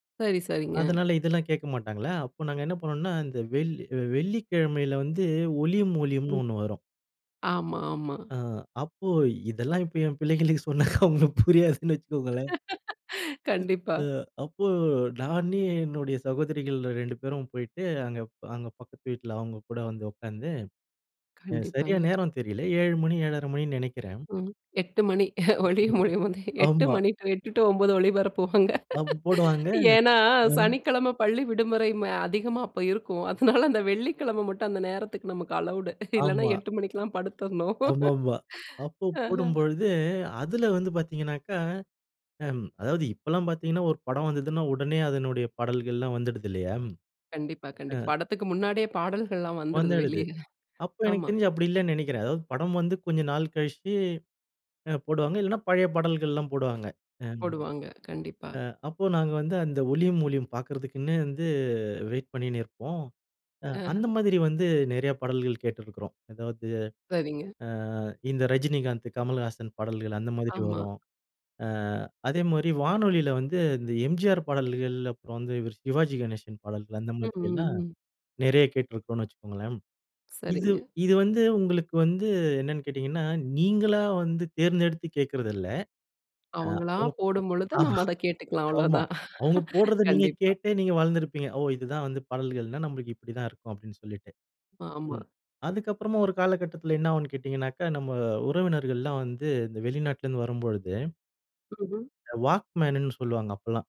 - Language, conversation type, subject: Tamil, podcast, இசையை நீங்கள் எப்படி கண்டுபிடிக்கத் தொடங்கினீர்கள்?
- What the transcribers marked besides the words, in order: laughing while speaking: "இப்போ என் பிள்ளைங்களுக்கு சொன்னாக்கா அவங்களுக்கு புரியாதுன்னு வச்சுக்கோங்களேன்"; laugh; laughing while speaking: "எட்டு மணி ஒளியும் ஒலியும் வந்து எட்டு மணி எட்டு டு ஒன்பது ஒளிபரப்புவாங்க"; laugh; laughing while speaking: "அதனால அந்த வெள்ளிக்கிழமை மட்டும் அந்த நேரத்துக்கு நமக்கு அலவுட். இல்லன்னா எட்டு மணிக்குலாம் படுத்துடணும்"; laugh; laugh; other noise